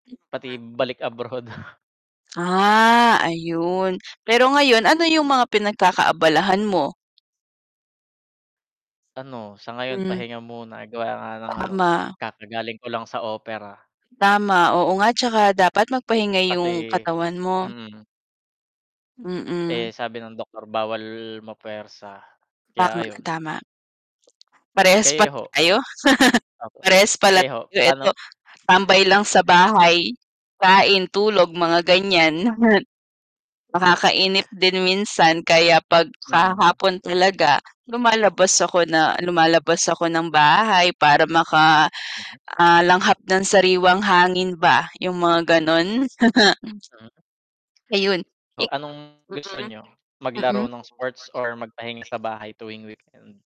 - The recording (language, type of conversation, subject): Filipino, unstructured, Alin ang mas gusto mong gawin tuwing katapusan ng linggo: maglaro ng palakasan o magpahinga sa bahay?
- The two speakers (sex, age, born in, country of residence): female, 25-29, Philippines, Philippines; male, 30-34, Philippines, Philippines
- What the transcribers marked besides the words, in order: unintelligible speech; static; tapping; chuckle; distorted speech; drawn out: "Ah"; mechanical hum; chuckle; chuckle; dog barking; chuckle; other background noise; background speech